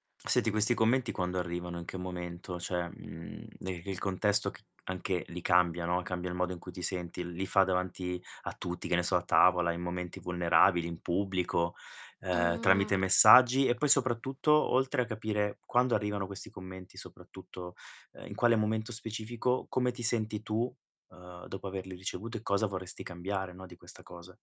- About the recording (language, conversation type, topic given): Italian, advice, Come giudica la tua famiglia le tue scelte di vita?
- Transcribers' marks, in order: tapping; "Cioè" said as "ceh"; distorted speech